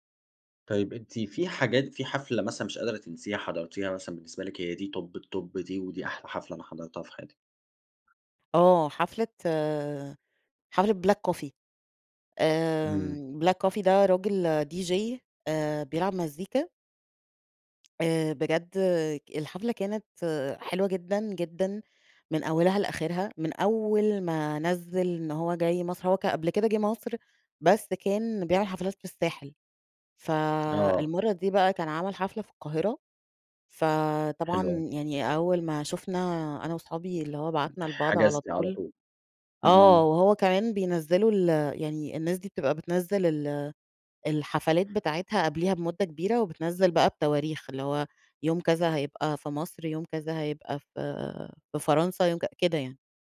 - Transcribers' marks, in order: in English: "top الtop"; in English: "DJ"; other background noise; tapping
- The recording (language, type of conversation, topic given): Arabic, podcast, إيه أكتر حاجة بتخلي الحفلة مميزة بالنسبالك؟